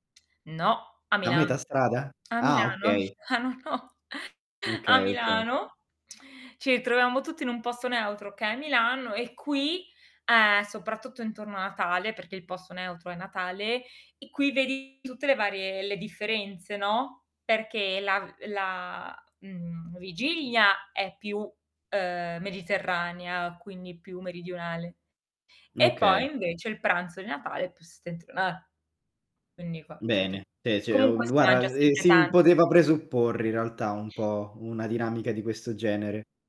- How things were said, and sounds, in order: tapping; lip smack; distorted speech; chuckle; lip smack
- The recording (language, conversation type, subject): Italian, podcast, Come si conciliano tradizioni diverse nelle famiglie miste?